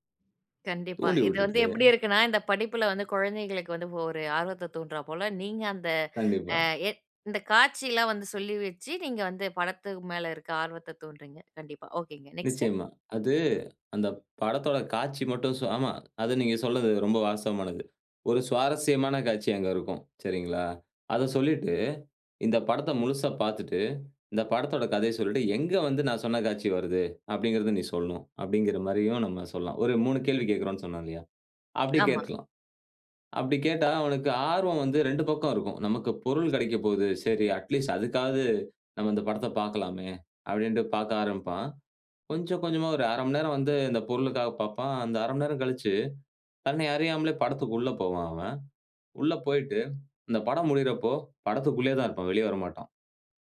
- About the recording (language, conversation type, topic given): Tamil, podcast, பழைய ஹிட் பாடலுக்கு புதிய கேட்போர்களை எப்படிக் கவர முடியும்?
- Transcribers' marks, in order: in English: "ஒகே"; in English: "நெக்ஸ்ட்"; in English: "ஸோ"; in English: "அட் லீஸ்ட்"